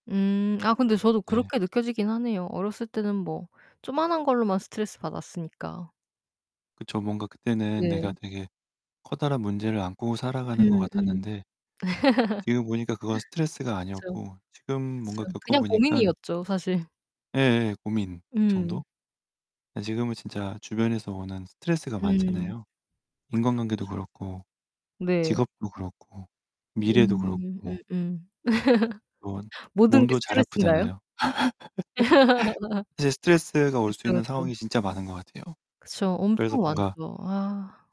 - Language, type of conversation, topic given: Korean, unstructured, 스트레스가 쌓였을 때 어떻게 푸세요?
- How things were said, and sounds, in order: distorted speech; laugh; other background noise; laugh; unintelligible speech; tapping; laugh; static